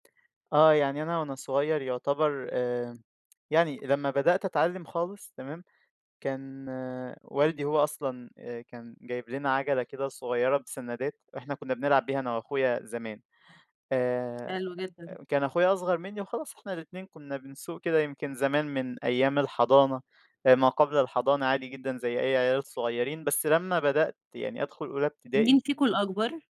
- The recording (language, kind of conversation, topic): Arabic, podcast, إمتى كانت أول مرة ركبت العجلة لوحدك، وحسّيت بإيه؟
- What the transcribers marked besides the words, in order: tapping